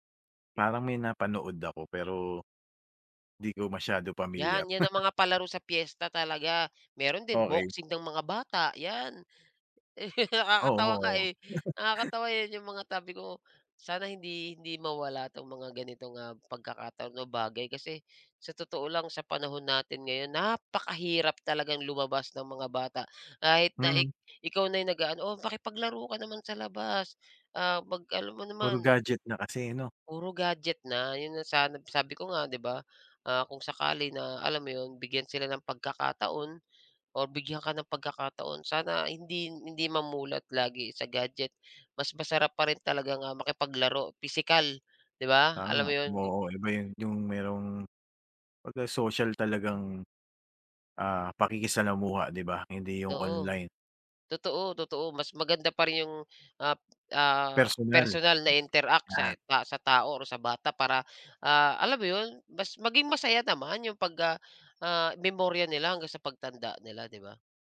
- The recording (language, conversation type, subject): Filipino, podcast, Anong larong kalye ang hindi nawawala sa inyong purok, at paano ito nilalaro?
- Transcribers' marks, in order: chuckle; chuckle; chuckle; tapping; other background noise